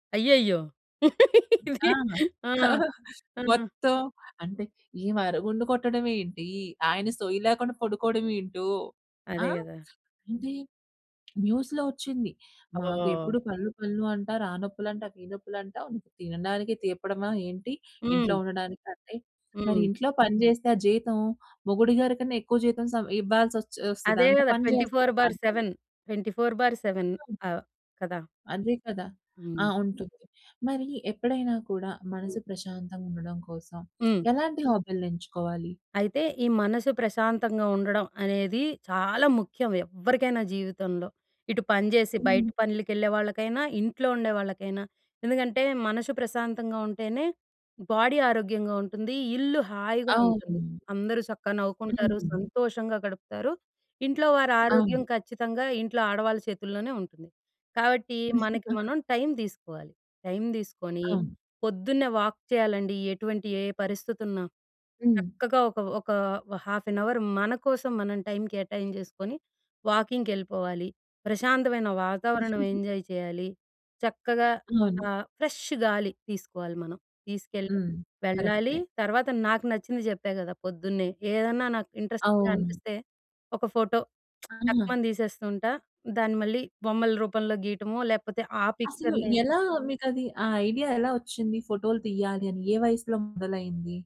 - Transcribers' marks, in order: laugh; chuckle; other background noise; tapping; in English: "న్యూస్‌లో"; in English: "ట్వంటీ ఫోర్ బై సెవెన్, ట్వంటీ ఫోర్ బై సెవెన్"; "పని" said as "పలి"; in English: "బాడీ"; laugh; in English: "వాక్"; in English: "హాఫ్ ఎన్"; in English: "ఎంజాయ్"; chuckle; in English: "ఫ్రెష్ష్"; stressed: "ఫ్రెష్ష్"; in English: "ఇంట్రస్ట్‌గా"; lip smack; in English: "పిక్చర్‍నే"
- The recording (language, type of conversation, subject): Telugu, podcast, పని, వ్యక్తిగత జీవితం రెండింటిని సమతుల్యం చేసుకుంటూ మీ హాబీకి సమయం ఎలా దొరకబెట్టుకుంటారు?